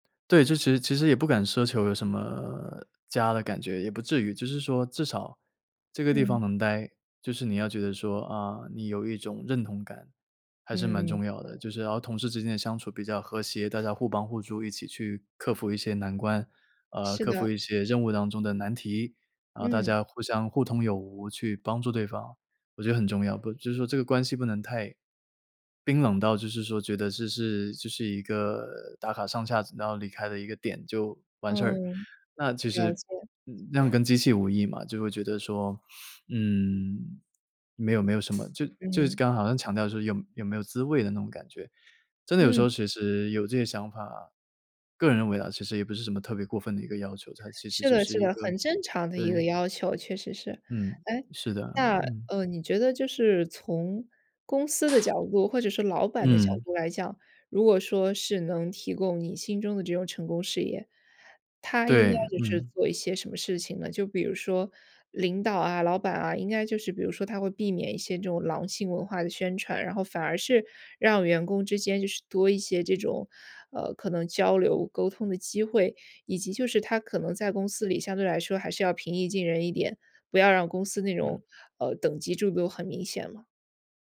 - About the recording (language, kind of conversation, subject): Chinese, podcast, 你怎么看待事业成功不再只用钱来衡量这件事？
- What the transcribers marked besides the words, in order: sniff; tapping